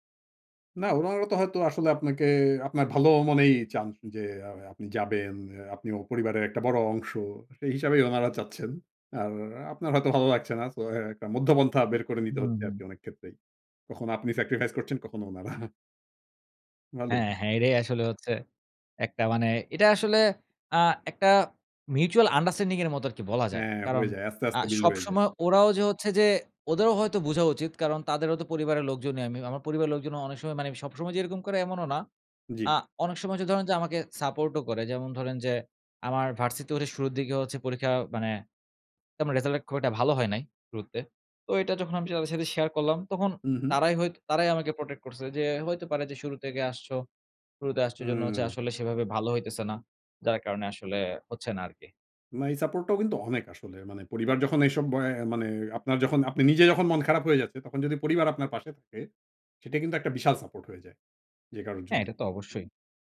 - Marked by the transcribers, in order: laughing while speaking: "সেই হিসাবেই উনারা চাচ্ছেন। আর … করছেন, কখনো ওনারা"; in English: "sacrifice"; in English: "mutual understanding"; in English: "protect"
- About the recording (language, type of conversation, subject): Bengali, podcast, পরিবার বা সমাজের চাপের মধ্যেও কীভাবে আপনি নিজের সিদ্ধান্তে অটল থাকেন?